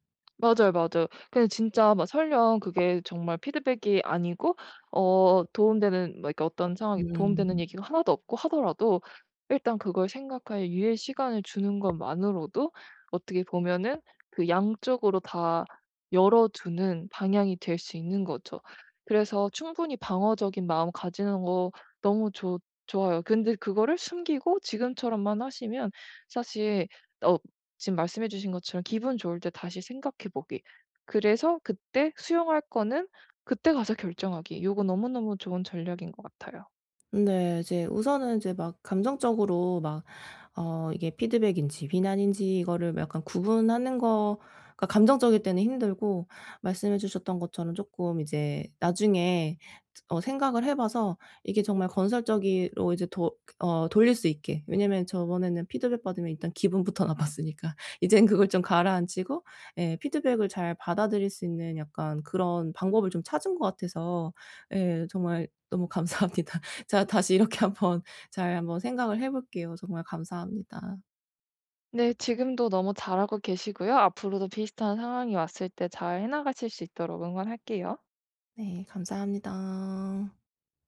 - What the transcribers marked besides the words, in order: tapping; other background noise; laughing while speaking: "나빴으니까"; laughing while speaking: "감사합니다. 제가 다시 이렇게 한번"
- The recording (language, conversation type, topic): Korean, advice, 피드백을 받을 때 방어적이지 않게 수용하는 방법